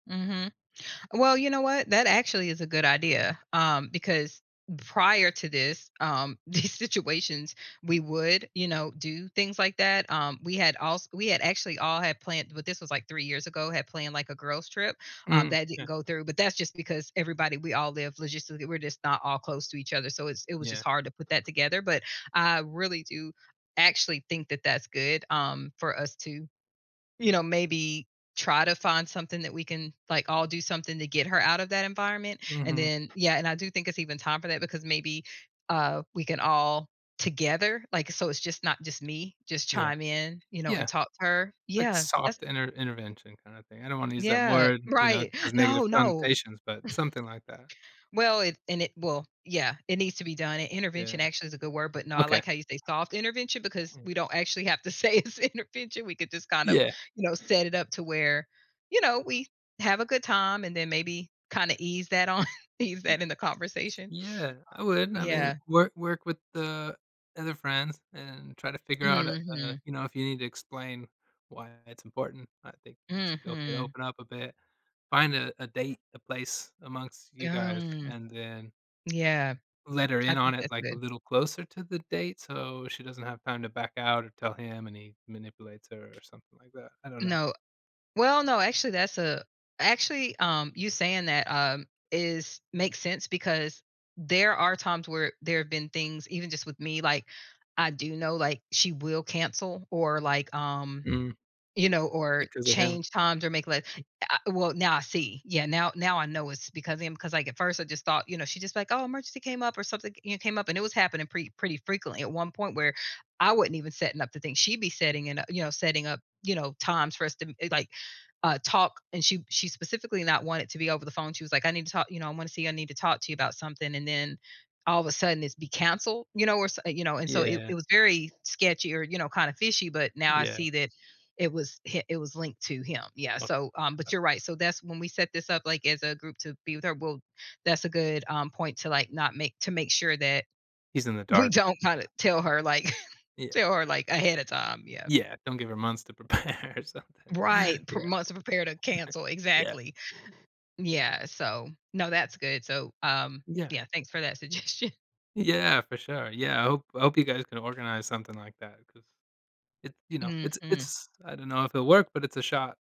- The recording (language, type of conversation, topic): English, advice, How can I resolve tension with my close friend?
- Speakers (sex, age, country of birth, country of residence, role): female, 45-49, United States, United States, user; male, 35-39, United States, United States, advisor
- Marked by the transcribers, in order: other background noise; tapping; chuckle; laughing while speaking: "say it's intervention"; laughing while speaking: "on"; chuckle; laughing while speaking: "prepare"; chuckle; laughing while speaking: "suggestion"